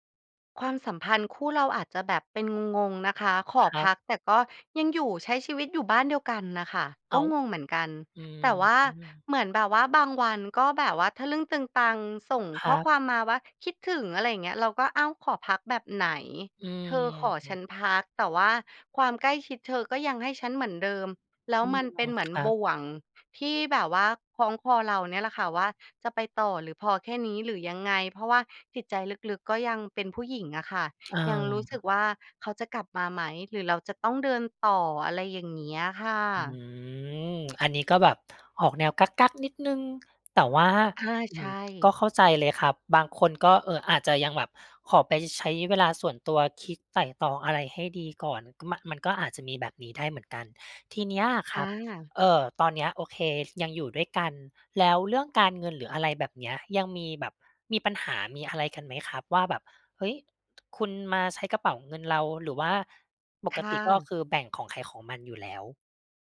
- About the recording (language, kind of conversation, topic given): Thai, advice, จะรับมืออย่างไรเมื่อคู่ชีวิตขอพักความสัมพันธ์และคุณไม่รู้จะทำอย่างไร
- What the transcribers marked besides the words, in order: tapping; other noise